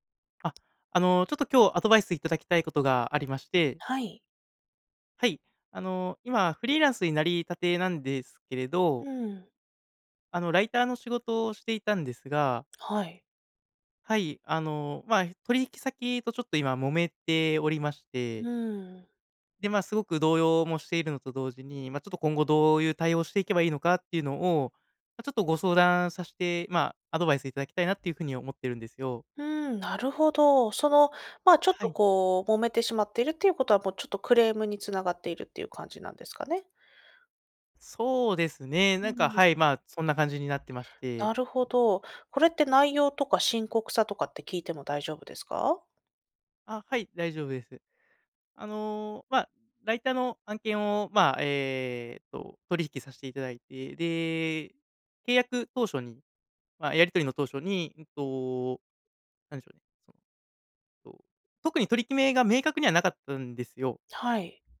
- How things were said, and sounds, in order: other noise
- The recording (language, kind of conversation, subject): Japanese, advice, 初めての顧客クレーム対応で動揺している
- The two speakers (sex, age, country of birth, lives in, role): female, 30-34, Japan, Poland, advisor; male, 30-34, Japan, Japan, user